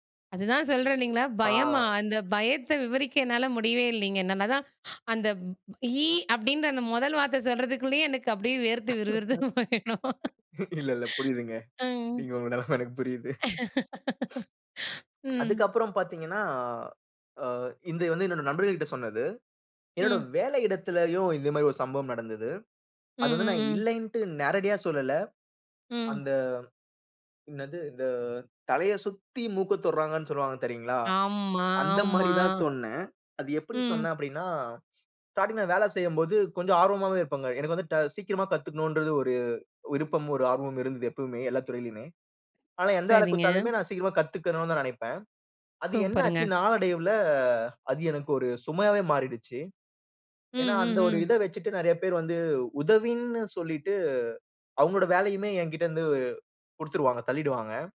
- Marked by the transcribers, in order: other background noise; laughing while speaking: "இல்ல, இல்ல புரியுதுங்க. நீங்க உங்க நிலமை எனக்கு புரியுது"; laughing while speaking: "வேர்த்து விறு விறுத்து போயிடும்"; laugh; "இது" said as "இந்து"; drawn out: "ஆமா, ஆமா"; drawn out: "நாளடைவுல"; drawn out: "உதவின்னு"
- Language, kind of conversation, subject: Tamil, podcast, மற்றவர்களுக்கு “இல்லை” சொல்ல வேண்டிய சூழலில், நீங்கள் அதை எப்படிப் பணிவாகச் சொல்கிறீர்கள்?